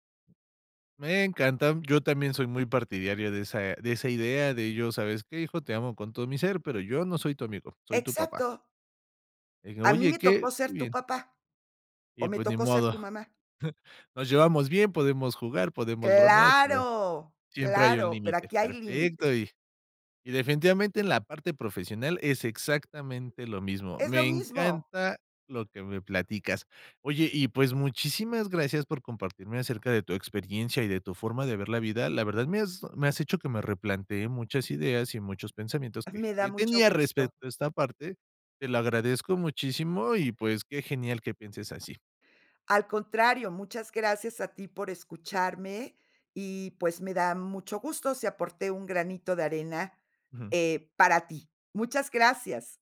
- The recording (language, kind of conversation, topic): Spanish, podcast, ¿Qué consejos darías para mantener relaciones profesionales a largo plazo?
- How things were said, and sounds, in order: other background noise; chuckle